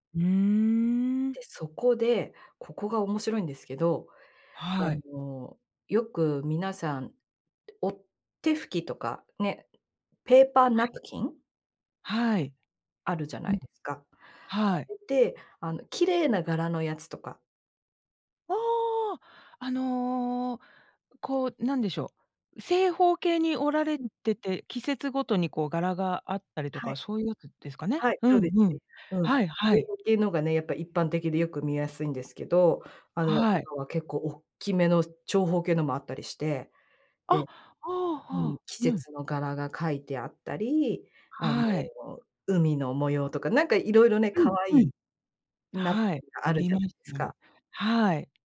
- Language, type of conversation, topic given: Japanese, podcast, あなたの一番好きな創作系の趣味は何ですか？
- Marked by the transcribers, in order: none